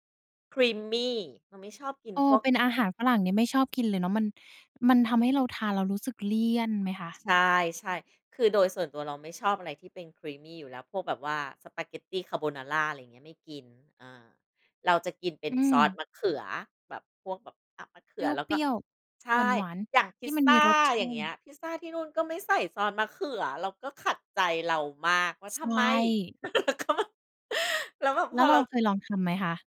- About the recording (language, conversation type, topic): Thai, podcast, คุณปรับตัวยังไงตอนย้ายที่อยู่ครั้งแรก?
- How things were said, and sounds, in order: in English: "creamy"; in English: "creamy"; laugh